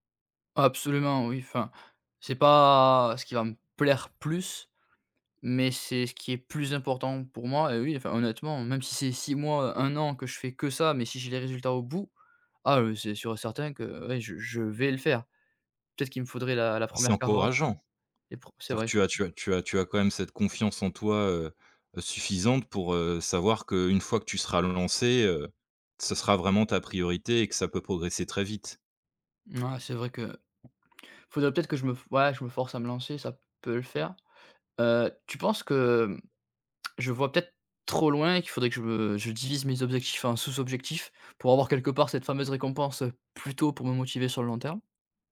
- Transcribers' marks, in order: drawn out: "pas"; stressed: "vais"; other noise; other background noise; swallow; tsk
- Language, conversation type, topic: French, advice, Pourquoi est-ce que je procrastine sans cesse sur des tâches importantes, et comment puis-je y remédier ?